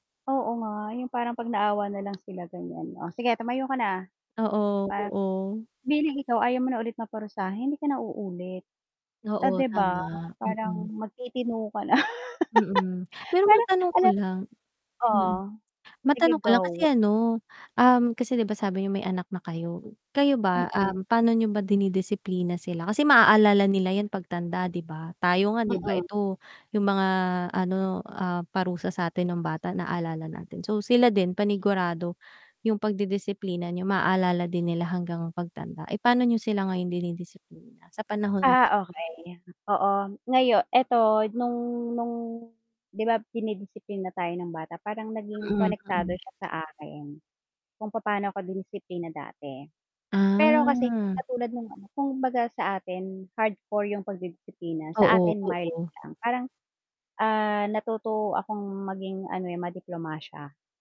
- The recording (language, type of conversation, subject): Filipino, unstructured, Ano ang isang simpleng bagay na laging nagpapaalala sa’yo ng pagkabata?
- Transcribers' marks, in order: static; chuckle; drawn out: "Ah"